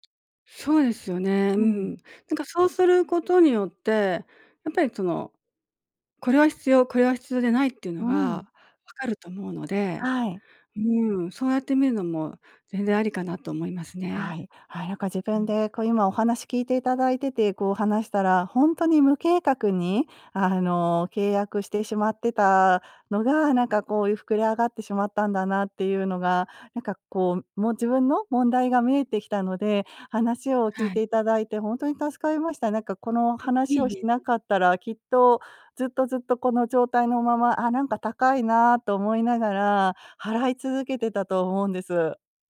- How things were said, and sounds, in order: unintelligible speech
- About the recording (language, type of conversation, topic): Japanese, advice, 毎月の定額サービスの支出が増えているのが気になるのですが、どう見直せばよいですか？